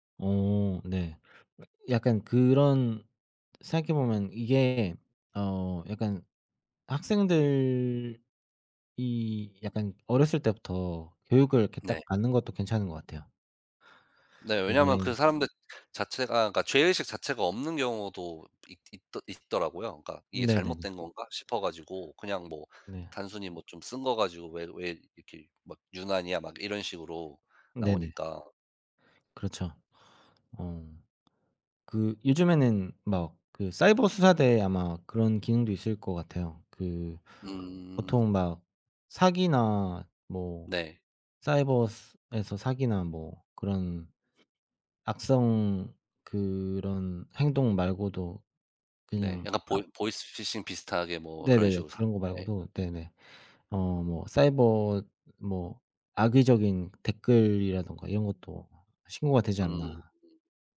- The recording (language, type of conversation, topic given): Korean, unstructured, 사이버 괴롭힘에 어떻게 대처하는 것이 좋을까요?
- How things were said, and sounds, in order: tapping; other background noise